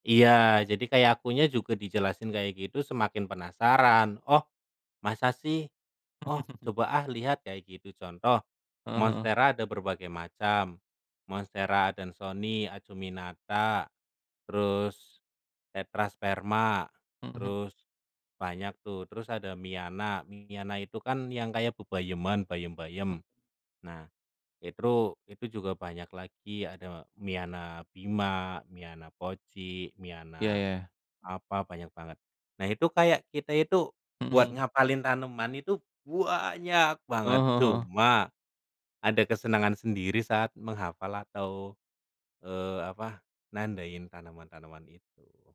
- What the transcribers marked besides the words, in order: chuckle; in Latin: "Monstera adansonii, acuminata"; in Latin: "tetrasperma"; other background noise; stressed: "banyak"; tapping
- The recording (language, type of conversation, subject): Indonesian, unstructured, Apa hal yang paling menyenangkan menurutmu saat berkebun?